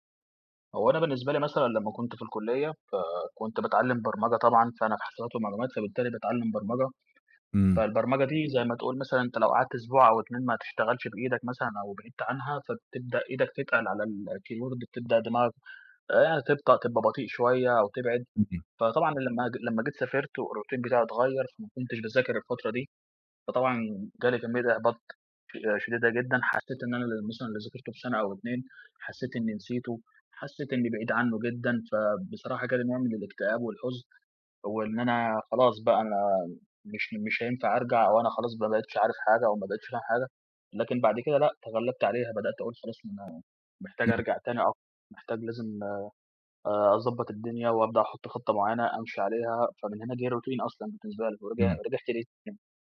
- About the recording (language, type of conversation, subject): Arabic, podcast, إيه روتينك المعتاد الصبح؟
- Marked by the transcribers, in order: tapping; other background noise; background speech; in English: "الكيبورد"; unintelligible speech